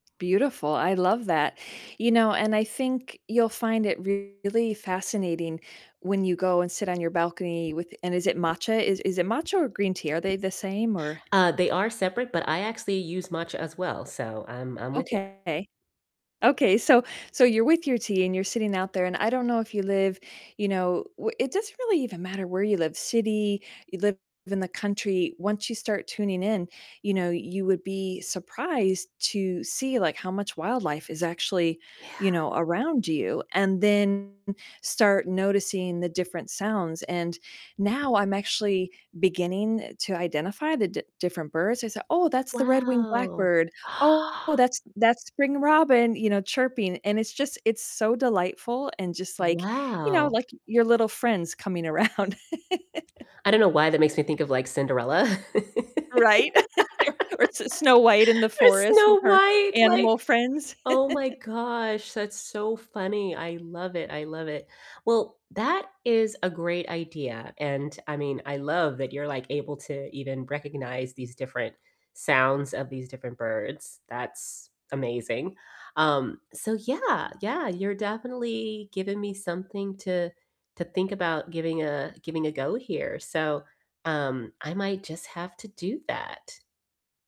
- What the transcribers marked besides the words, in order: distorted speech; drawn out: "Wow"; gasp; laughing while speaking: "around"; chuckle; chuckle; laugh; chuckle
- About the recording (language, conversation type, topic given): English, unstructured, What morning rituals set a positive tone for your day, and how can we learn from each other?